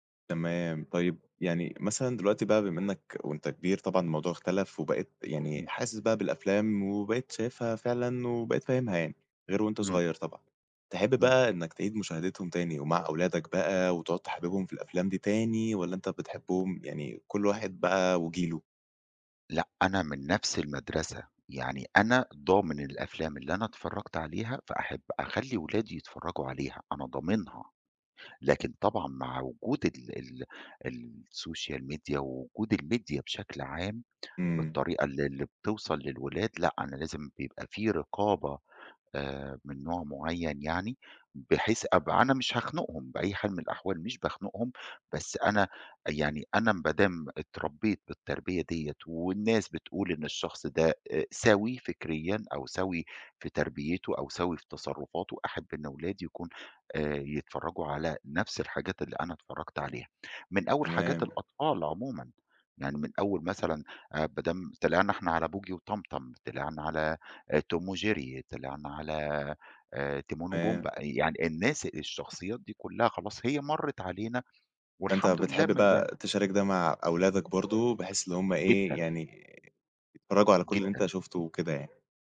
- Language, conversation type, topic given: Arabic, podcast, ليه بنحب نعيد مشاهدة أفلام الطفولة؟
- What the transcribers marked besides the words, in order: other background noise; dog barking; tapping; in English: "الSocial Media"; in English: "الMedia"